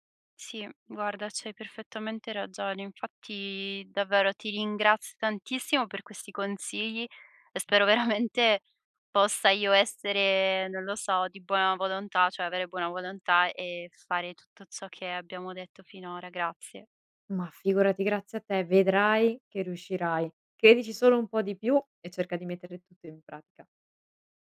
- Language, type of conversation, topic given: Italian, advice, Come descriveresti l’assenza di una routine quotidiana e la sensazione che le giornate ti sfuggano di mano?
- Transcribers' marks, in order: laughing while speaking: "veramente"; "pratica" said as "pratca"